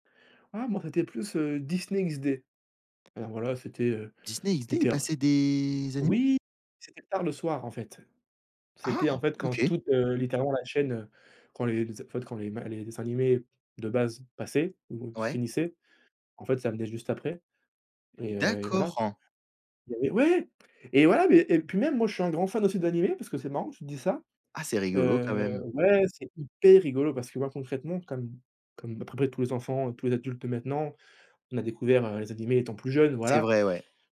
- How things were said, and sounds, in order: tapping
- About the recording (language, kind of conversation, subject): French, unstructured, Quels loisirs t’aident vraiment à te détendre ?